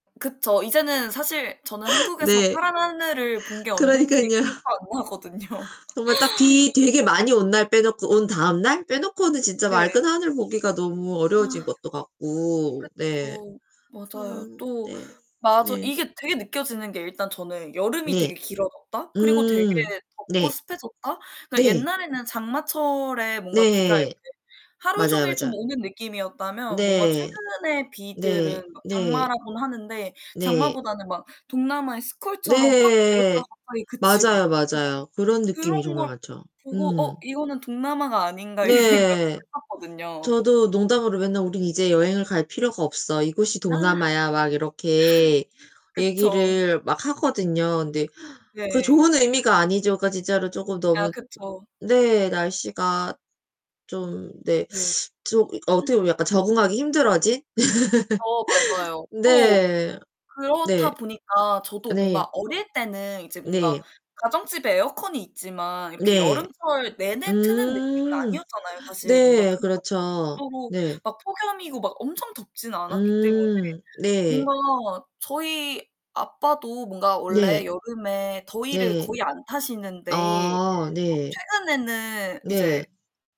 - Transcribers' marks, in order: laughing while speaking: "그러니깐요"; distorted speech; laughing while speaking: "나거든요"; laughing while speaking: "이 생각도"; laugh; laugh
- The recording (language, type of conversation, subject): Korean, unstructured, 기후 변화가 우리 삶에 어떤 영향을 미칠까요?